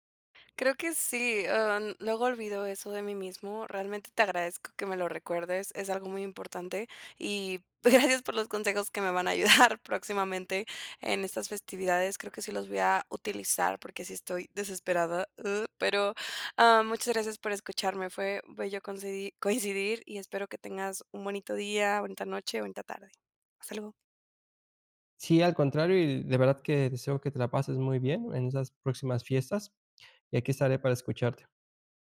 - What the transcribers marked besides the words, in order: laughing while speaking: "gracias"
- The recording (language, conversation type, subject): Spanish, advice, ¿Cómo manejar la ansiedad antes de una fiesta o celebración?